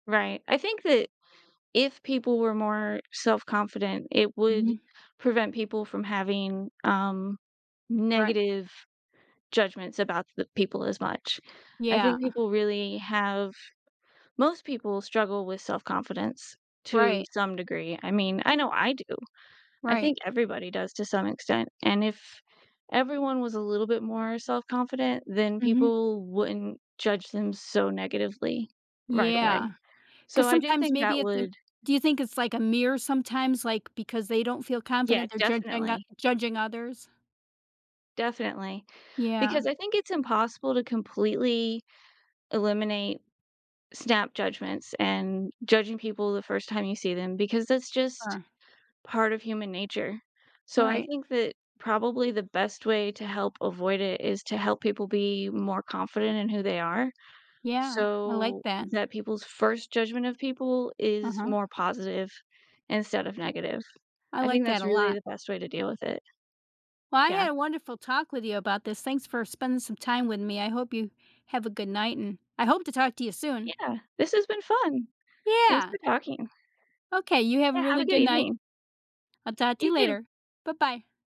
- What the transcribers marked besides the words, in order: none
- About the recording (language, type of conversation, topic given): English, unstructured, Why do you think people are quick to form opinions about others based on looks?